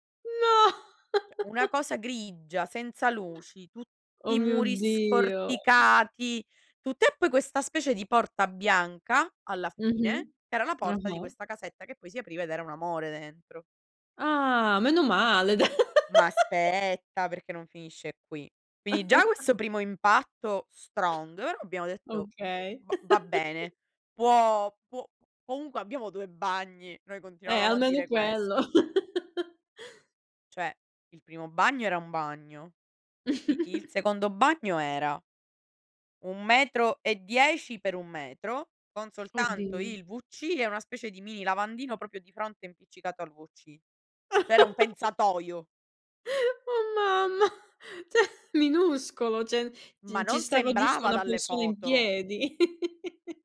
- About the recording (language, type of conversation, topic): Italian, unstructured, Qual è la cosa più disgustosa che hai visto in un alloggio?
- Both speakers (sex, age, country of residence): female, 30-34, Italy; female, 60-64, Italy
- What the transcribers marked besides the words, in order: laughing while speaking: "No"; laugh; "Cioè" said as "ceh"; other background noise; drawn out: "aspetta"; laugh; laugh; chuckle; in English: "strong"; laugh; laugh; chuckle; "proprio" said as "propio"; laugh; chuckle; laughing while speaking: "Oh mamma! ceh minuscolo"; "Cioè" said as "ceh"; "cioè" said as "ceh"; laugh